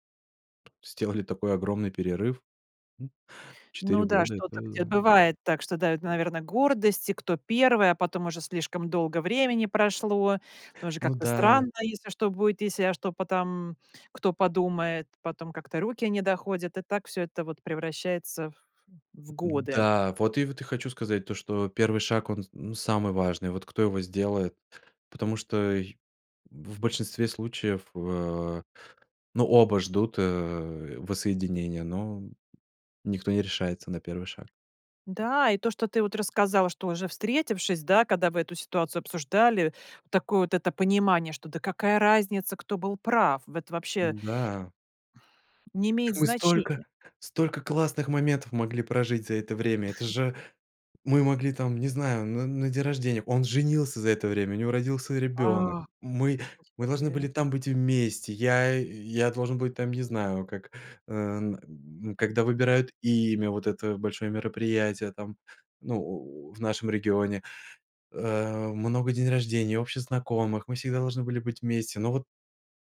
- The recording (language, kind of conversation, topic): Russian, podcast, Как вернуть утраченную связь с друзьями или семьёй?
- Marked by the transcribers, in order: tapping; other background noise; other noise